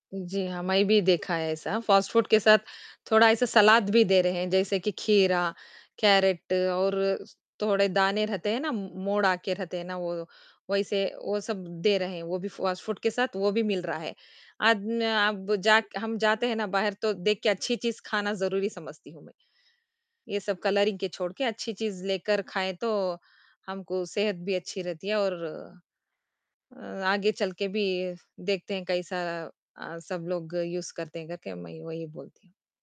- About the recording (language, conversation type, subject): Hindi, unstructured, आपकी पसंदीदा फास्ट फूड डिश कौन-सी है?
- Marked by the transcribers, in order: static; in English: "फ़ास्ट फ़ूड"; in English: "कैरट"; in English: "फ़ास्ट फ़ूड"; in English: "कलरिंग"; in English: "यूज़"